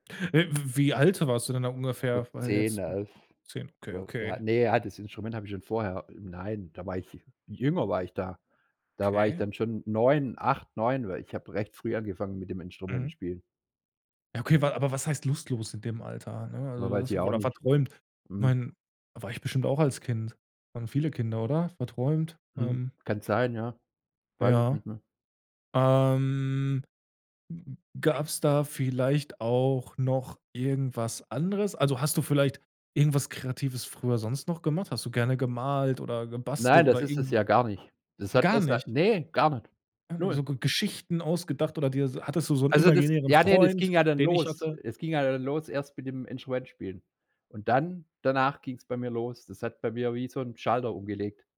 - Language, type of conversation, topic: German, podcast, Welche Erlebnisse aus der Kindheit prägen deine Kreativität?
- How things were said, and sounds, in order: other noise; surprised: "Gar"